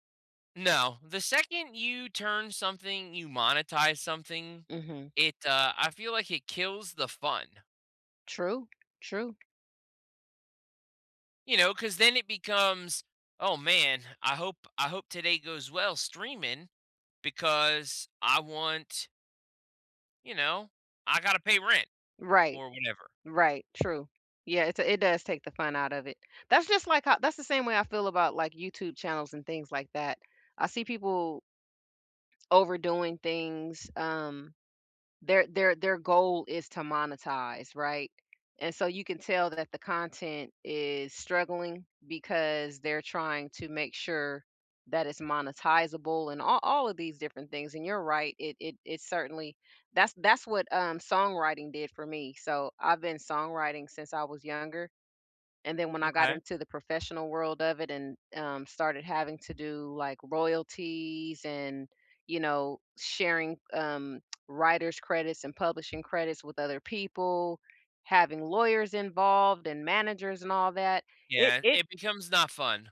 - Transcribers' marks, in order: tapping; tsk
- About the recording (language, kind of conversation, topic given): English, unstructured, What hobby would help me smile more often?
- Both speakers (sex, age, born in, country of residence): female, 55-59, United States, United States; male, 35-39, United States, United States